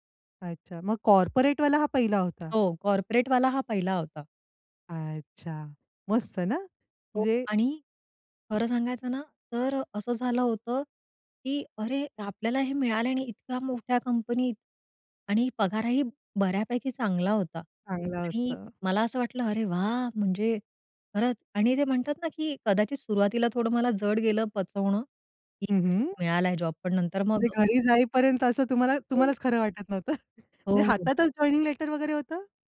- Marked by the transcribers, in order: in English: "कॉर्पोरेटवाला"; in English: "कॉर्पोरेटवाला"; other noise; chuckle; in English: "जॉइनिंग लेटर"
- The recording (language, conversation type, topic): Marathi, podcast, पहिली नोकरी तुम्हाला कशी मिळाली आणि त्याचा अनुभव कसा होता?